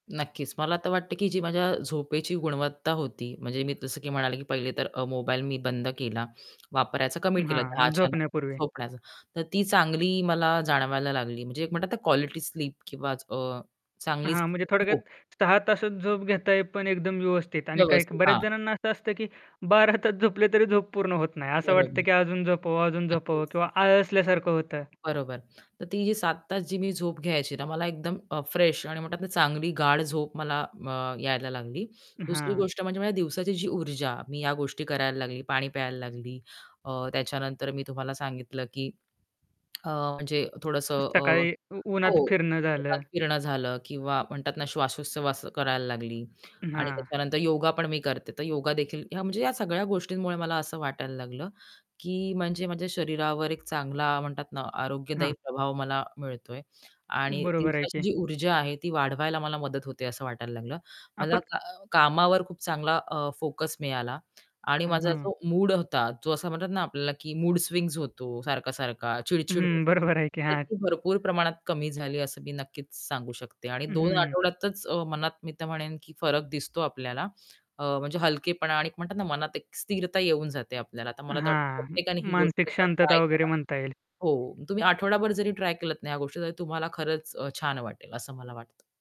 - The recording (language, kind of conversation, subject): Marathi, podcast, सकाळची कोणती सवय मन आणि शरीर सुसंगत ठेवायला मदत करते?
- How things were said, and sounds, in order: static; tapping; distorted speech; in English: "फ्रेश"; other background noise; lip smack; laughing while speaking: "बरोबर आहे"